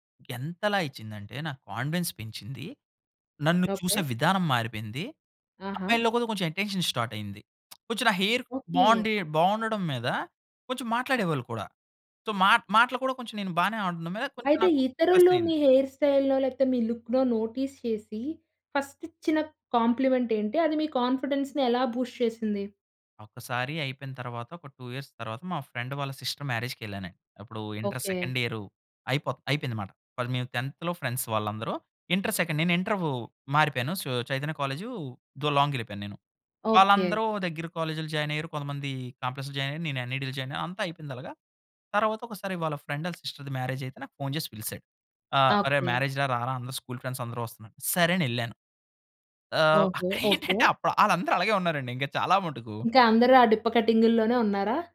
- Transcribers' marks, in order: tapping; in English: "కాన్ఫిడెన్స్"; in English: "ఎటెన్షన్"; lip smack; in English: "హెయిర్"; in English: "సో"; in English: "హెయిర్ స్టైల్‌నో"; in English: "లుక్‌నో నో‌టీస్"; in English: "కాన్ఫిడెన్స్‌ని"; in English: "బూస్ట్"; in English: "టు ఇయర్స్"; in English: "ఫ్రెండ్"; in English: "సిస్టర్ మ్యారేజ్‌కెళ్ళానండి"; in English: "సెకండ్"; in English: "టెన్త్‌లో ఫ్రెండ్స్"; in English: "సెకండ్"; in English: "సో"; in English: "కాలేజ్‌లో"; in English: "కాంప్లెక్స్‌లో"; in English: "ఎన్‌ఐటీలో"; in English: "సిస్టర్‌ది"; in English: "మ్యారేజ్"; in English: "స్కూల్"; laughing while speaking: "అక్కడేంటంటే, అప్పుడ ఆళ్ళందరు అలాగే ఉన్నారండి"
- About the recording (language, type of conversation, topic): Telugu, podcast, స్టైల్‌లో మార్పు చేసుకున్న తర్వాత మీ ఆత్మవిశ్వాసం పెరిగిన అనుభవాన్ని మీరు చెప్పగలరా?